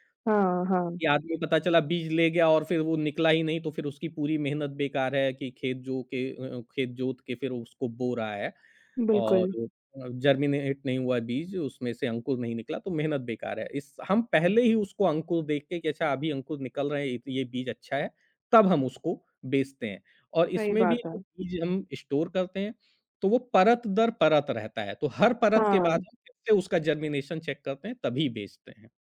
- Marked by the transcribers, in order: in English: "जर्मिनेट"; in English: "स्टोर"; tapping; in English: "जर्मिनेशन चेक"
- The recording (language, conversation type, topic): Hindi, podcast, आपके परिवार की सबसे यादगार परंपरा कौन-सी है?